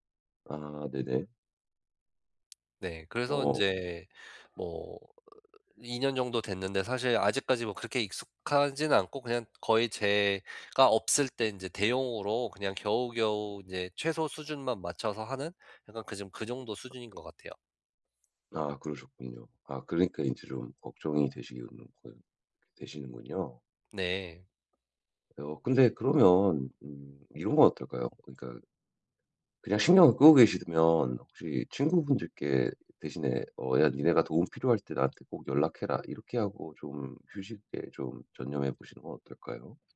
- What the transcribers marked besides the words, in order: tapping; other background noise
- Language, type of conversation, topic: Korean, advice, 효과적으로 휴식을 취하려면 어떻게 해야 하나요?